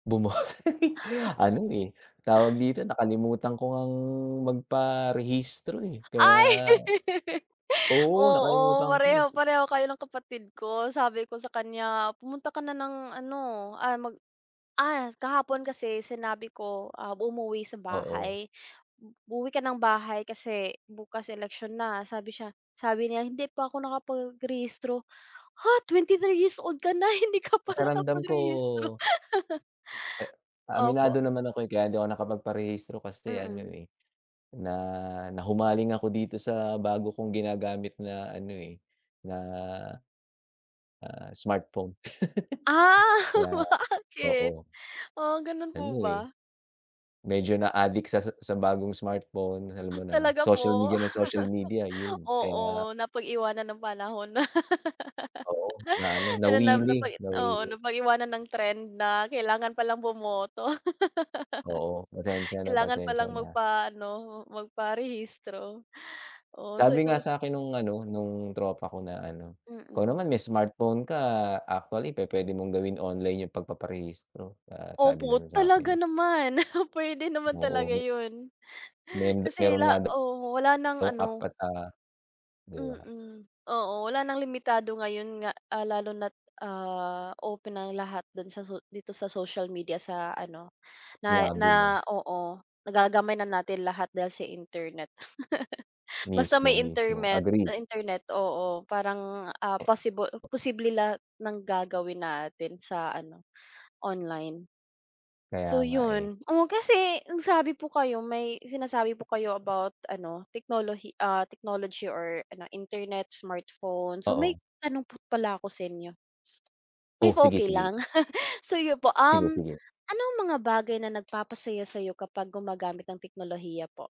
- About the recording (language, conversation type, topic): Filipino, unstructured, Ano ang mga bagay na nagpapasaya sa iyo kapag gumagamit ka ng teknolohiya?
- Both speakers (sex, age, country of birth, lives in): female, 25-29, Philippines, Philippines; male, 45-49, Philippines, United States
- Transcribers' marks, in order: chuckle; drawn out: "ngang"; laugh; other background noise; tapping; other street noise; dog barking; laughing while speaking: "hindi ka pa nakapagrehistro"; laugh; laugh; laughing while speaking: "bakit?"; chuckle; laugh; laugh; laugh; laugh; laugh